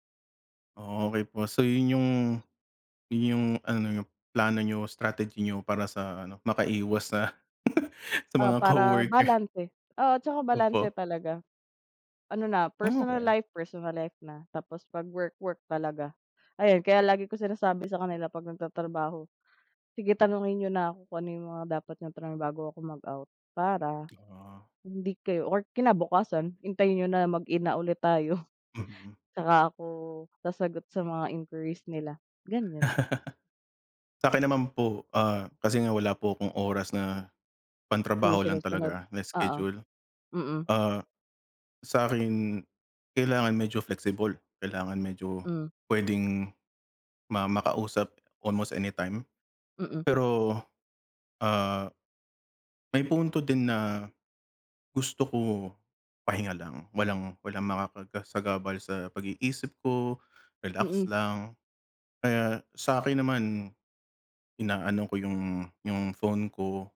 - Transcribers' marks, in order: giggle; tapping; chuckle; laugh
- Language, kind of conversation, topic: Filipino, unstructured, Paano mo nakikita ang balanse sa pagitan ng trabaho at personal na buhay?